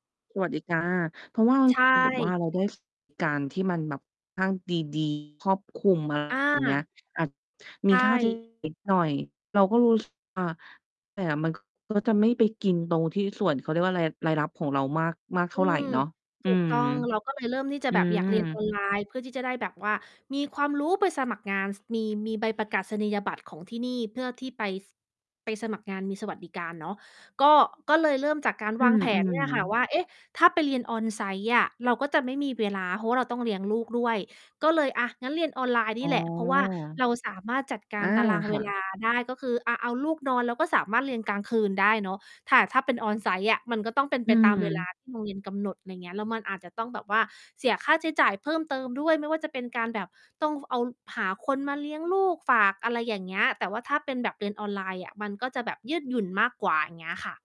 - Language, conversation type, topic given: Thai, podcast, การเรียนออนไลน์ส่งผลต่อคุณอย่างไรบ้าง?
- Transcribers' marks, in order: "สวัสดิการ" said as "สวัสดิกา"; distorted speech; background speech; "แต่" said as "แถ่"